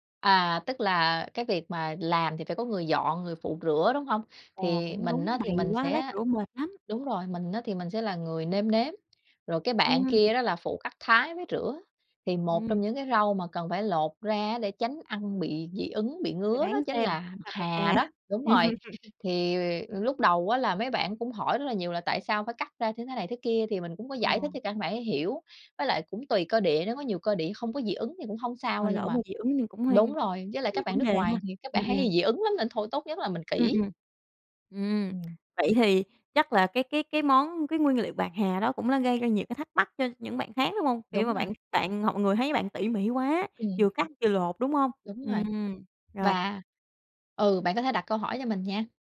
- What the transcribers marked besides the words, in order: tapping; laughing while speaking: "hà"; laugh
- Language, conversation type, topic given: Vietnamese, podcast, Bạn có thể kể về bữa ăn bạn nấu khiến người khác ấn tượng nhất không?